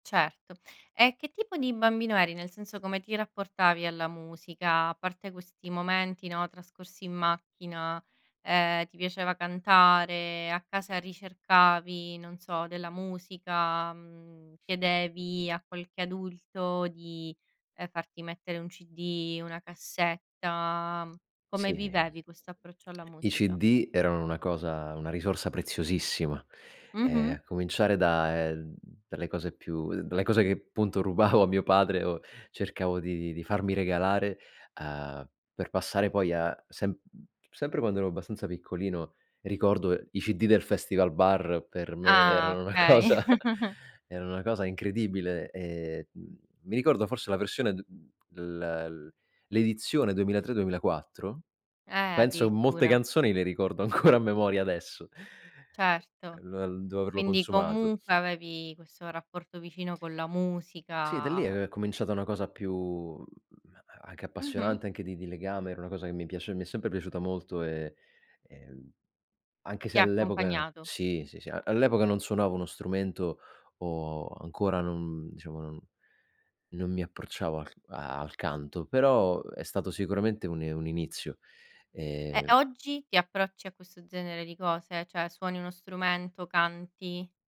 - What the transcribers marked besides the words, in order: other background noise; drawn out: "cassetta?"; laughing while speaking: "rubavo"; chuckle; laughing while speaking: "cosa"; laughing while speaking: "ancora"; tapping; drawn out: "musica"; drawn out: "più"
- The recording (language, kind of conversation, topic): Italian, podcast, Qual è una canzone che ti riporta subito all’infanzia?